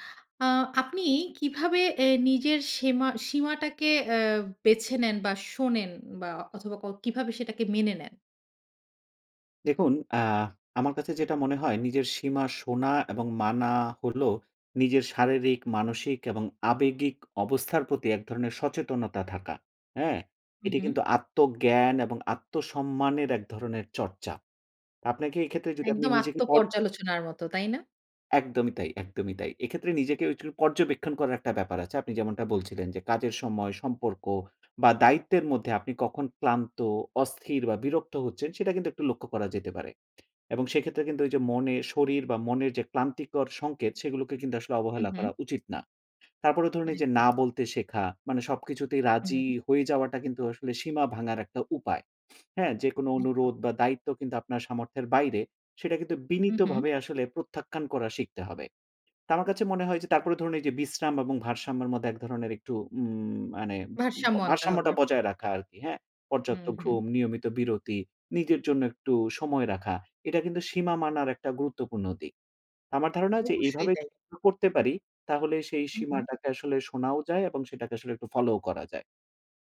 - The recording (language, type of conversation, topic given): Bengali, podcast, আপনি কীভাবে নিজের সীমা শনাক্ত করেন এবং সেই সীমা মেনে চলেন?
- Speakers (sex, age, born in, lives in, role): female, 35-39, Bangladesh, Finland, host; male, 35-39, Bangladesh, Finland, guest
- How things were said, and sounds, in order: unintelligible speech; unintelligible speech